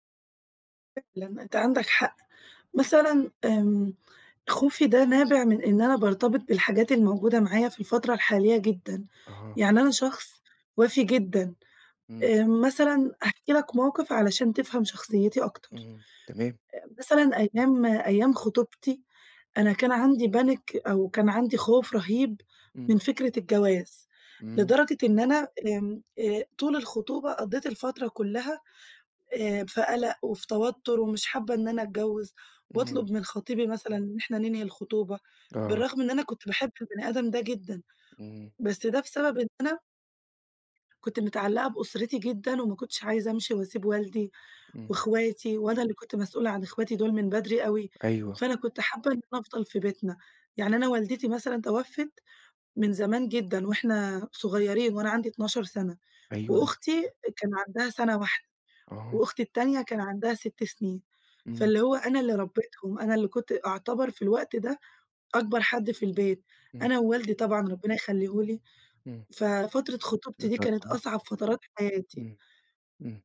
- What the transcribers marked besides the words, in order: horn; other background noise; in English: "panic"; tapping
- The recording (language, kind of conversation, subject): Arabic, advice, صعوبة قبول التغيير والخوف من المجهول